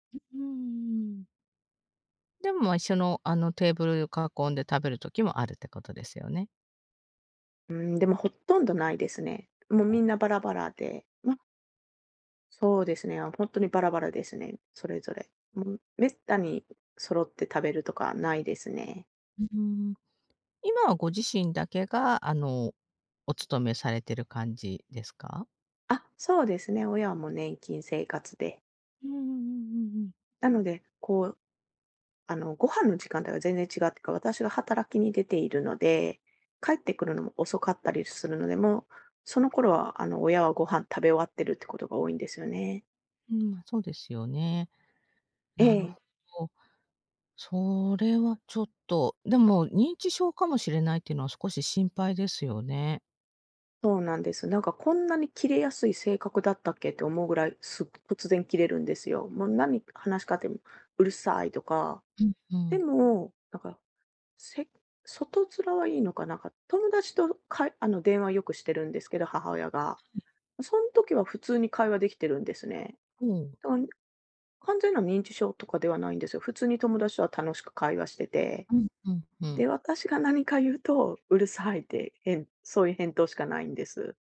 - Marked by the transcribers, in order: none
- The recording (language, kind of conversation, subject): Japanese, advice, 家族とのコミュニケーションを改善するにはどうすればよいですか？